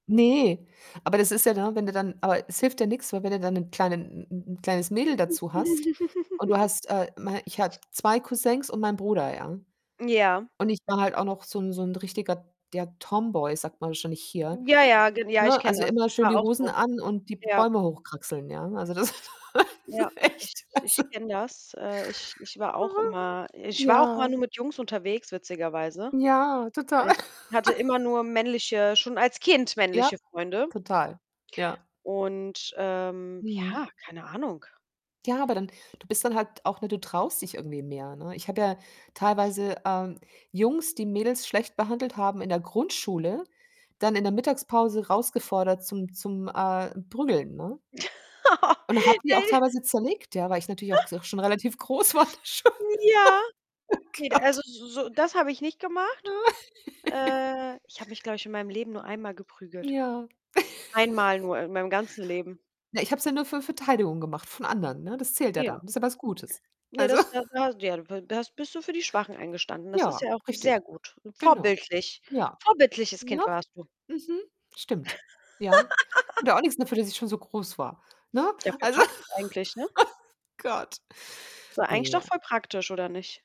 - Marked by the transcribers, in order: chuckle; distorted speech; in English: "Tomboy"; laugh; laughing while speaking: "echt, also"; laugh; "Prügeln" said as "Brügeln"; tapping; laugh; chuckle; joyful: "Ja"; laughing while speaking: "groß war da schon. Oh Gott"; laugh; giggle; chuckle; unintelligible speech; laughing while speaking: "Also"; chuckle; laugh; laughing while speaking: "Also, oh Gott"
- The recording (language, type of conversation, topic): German, unstructured, Wie hat dich das Aufwachsen in deiner Nachbarschaft geprägt?